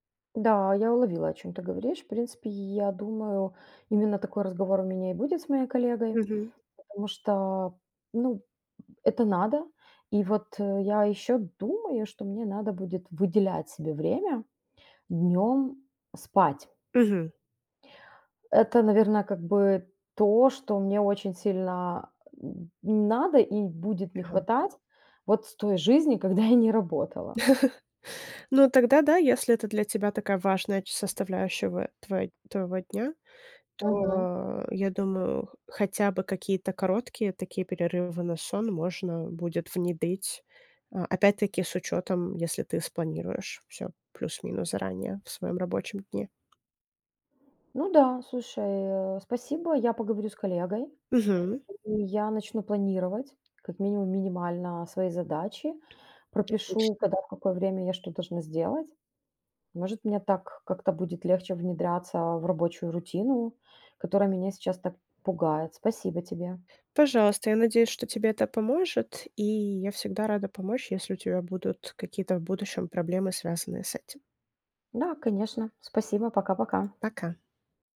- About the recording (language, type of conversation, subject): Russian, advice, Как справиться с неуверенностью при возвращении к привычному рабочему ритму после отпуска?
- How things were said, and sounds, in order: laughing while speaking: "когда"; chuckle; tapping